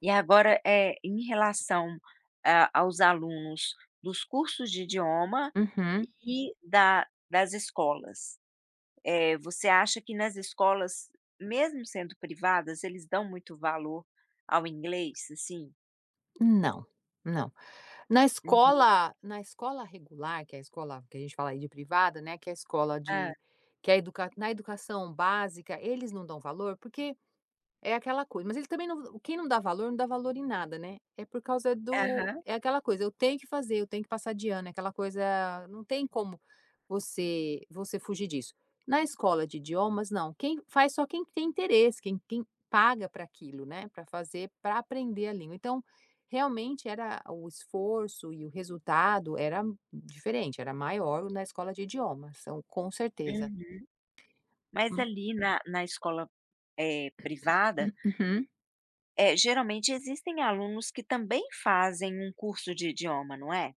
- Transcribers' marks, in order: tapping; other background noise; throat clearing
- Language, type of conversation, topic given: Portuguese, podcast, O que te dá orgulho na sua profissão?